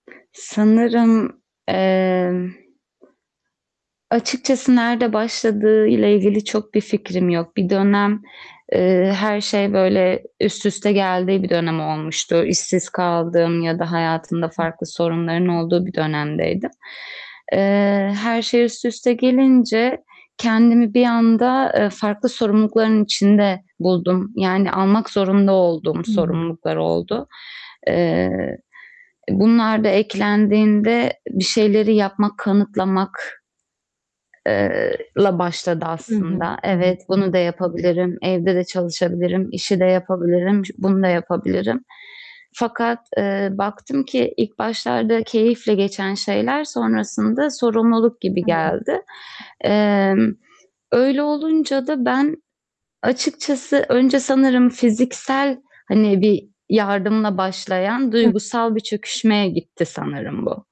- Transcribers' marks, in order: static; mechanical hum; unintelligible speech; other background noise; unintelligible speech; tapping; distorted speech; unintelligible speech; unintelligible speech
- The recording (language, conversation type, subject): Turkish, advice, Sürekli yorgun hissediyorsam ve yeterince dinlenemiyorsam, işe ara vermek ya da izin almak bana yardımcı olur mu?
- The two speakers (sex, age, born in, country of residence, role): female, 30-34, Turkey, Greece, user; female, 40-44, Turkey, United States, advisor